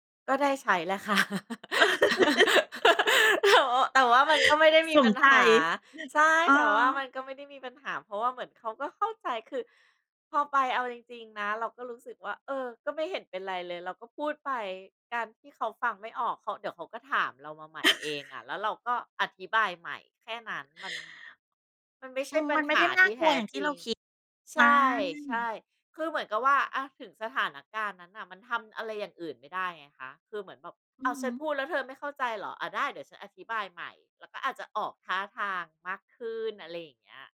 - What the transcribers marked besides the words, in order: laugh; other noise; chuckle; other background noise
- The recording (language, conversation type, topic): Thai, podcast, ทำอย่างไรให้ปลอดภัยเมื่อไปเที่ยวคนเดียว?